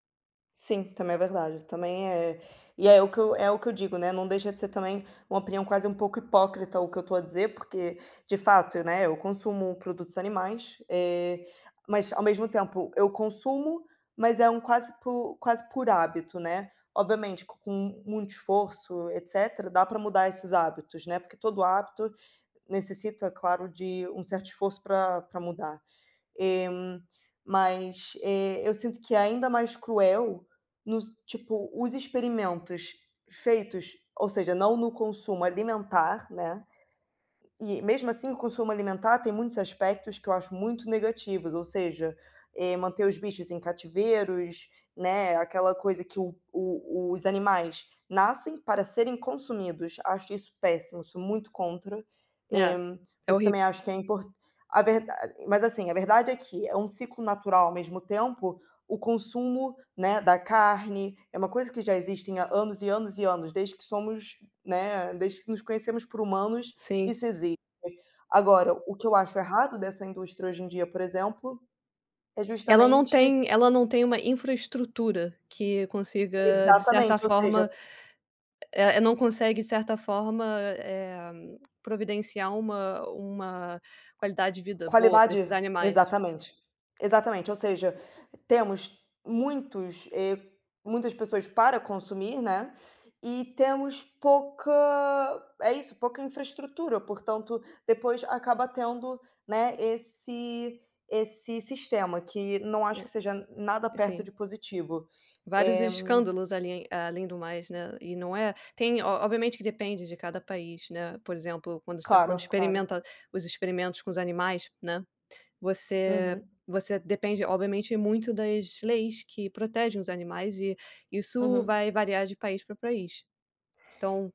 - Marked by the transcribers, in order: other background noise; tapping
- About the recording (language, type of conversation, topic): Portuguese, unstructured, Qual é a sua opinião sobre o uso de animais em experimentos?